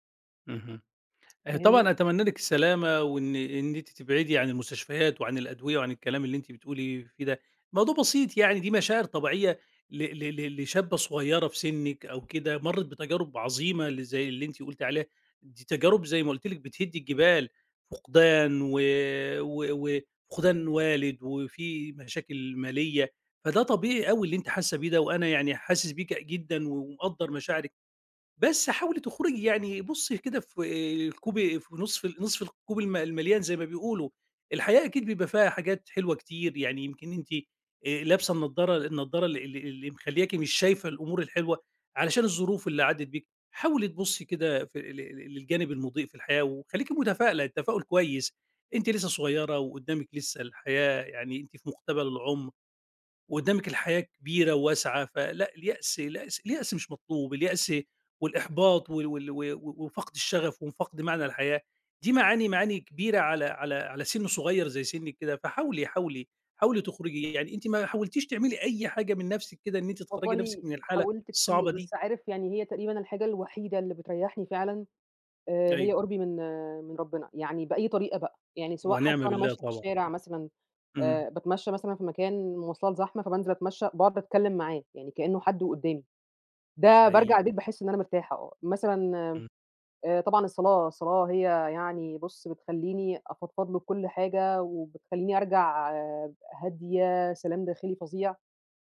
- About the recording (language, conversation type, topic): Arabic, advice, إزاي فقدت الشغف والهوايات اللي كانت بتدي لحياتي معنى؟
- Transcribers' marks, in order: none